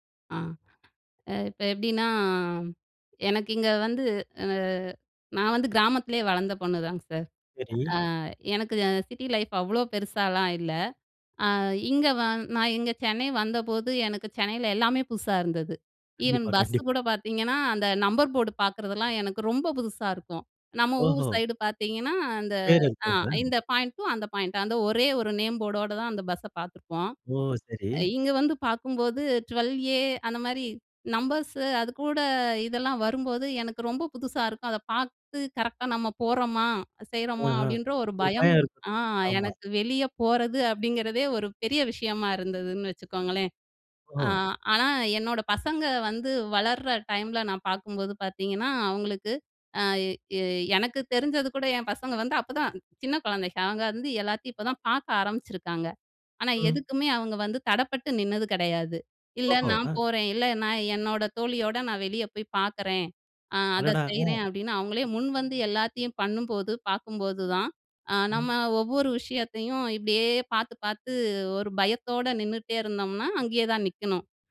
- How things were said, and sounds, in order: other background noise; in English: "சிட்டி லைஃப்"; in English: "ஈவன்"; other noise; unintelligible speech; unintelligible speech; unintelligible speech
- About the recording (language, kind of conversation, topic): Tamil, podcast, குழந்தைகளிடம் இருந்து நீங்கள் கற்றுக்கொண்ட எளிய வாழ்க்கைப் பாடம் என்ன?